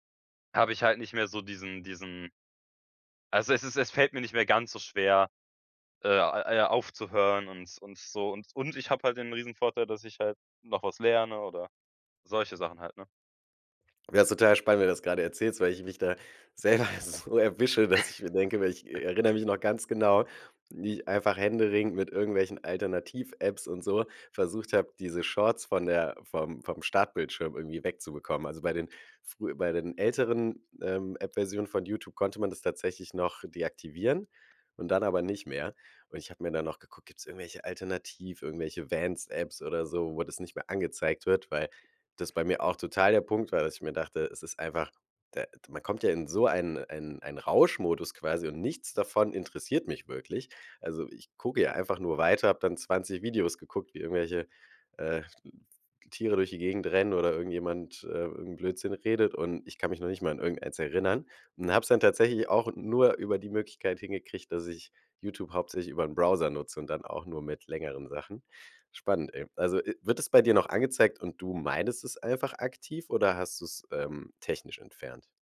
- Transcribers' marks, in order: stressed: "und"; laughing while speaking: "selber"; chuckle; laughing while speaking: "dass"
- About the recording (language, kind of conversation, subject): German, podcast, Wie vermeidest du, dass Social Media deinen Alltag bestimmt?